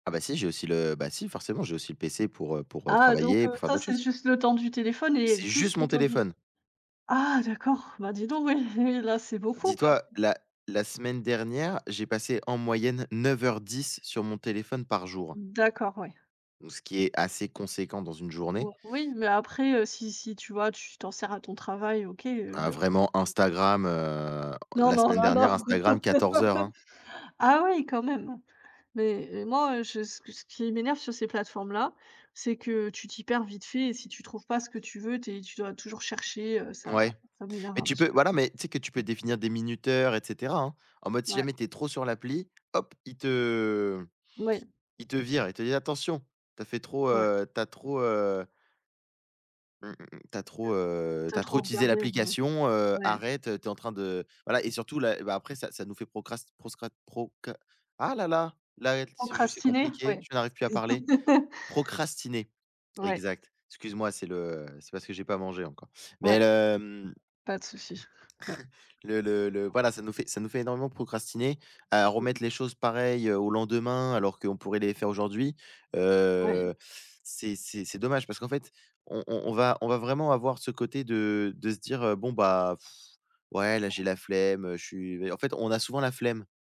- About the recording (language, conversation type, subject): French, unstructured, Quelles sont les conséquences de la procrastination sur votre réussite ?
- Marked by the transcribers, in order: stressed: "juste"; other background noise; unintelligible speech; laughing while speaking: "là, non, non"; laugh; laugh; tapping; chuckle; blowing; unintelligible speech